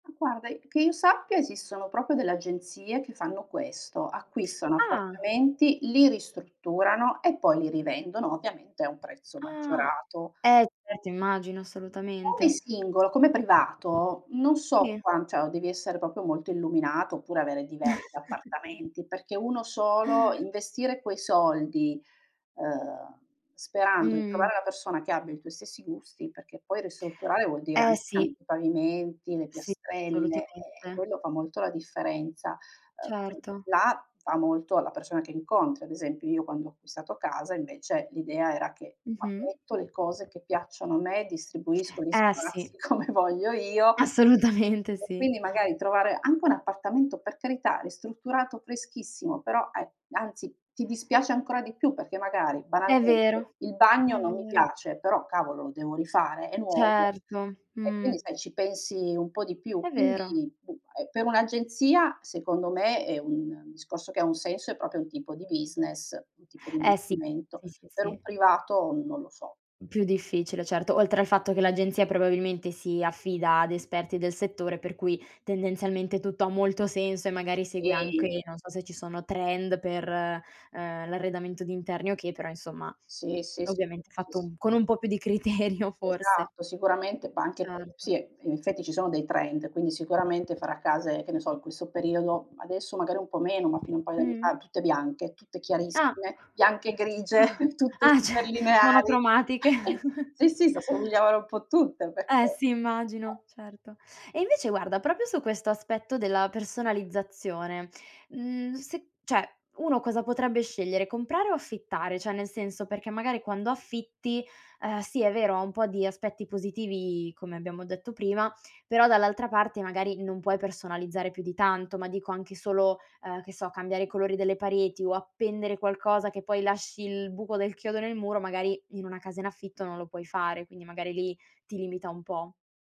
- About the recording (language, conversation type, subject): Italian, podcast, Come scegliere tra comprare e affittare una casa?
- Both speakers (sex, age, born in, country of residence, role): female, 20-24, Italy, Italy, host; female, 45-49, Italy, Italy, guest
- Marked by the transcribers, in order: "proprio" said as "propio"; other background noise; tapping; "proprio" said as "popio"; chuckle; "assolutamente" said as "solutamente"; unintelligible speech; laughing while speaking: "come"; laughing while speaking: "Assolutamente"; "proprio" said as "propio"; laughing while speaking: "criterio"; "ma" said as "ba"; chuckle; laughing while speaking: "cer"; chuckle; "proprio" said as "propio"; "cioè" said as "ceh"